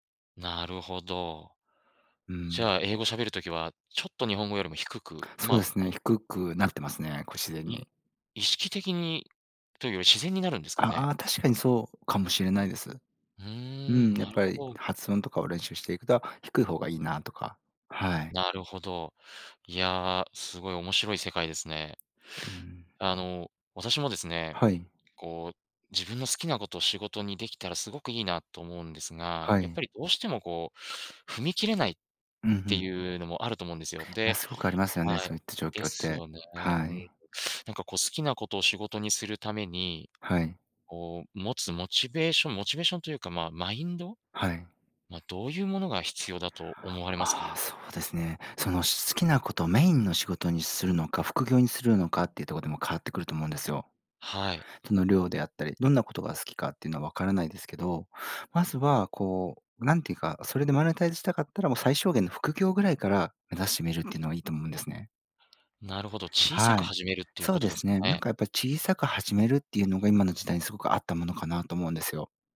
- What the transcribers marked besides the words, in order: in English: "マネタイズ"
- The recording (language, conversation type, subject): Japanese, podcast, 好きなことを仕事にするコツはありますか？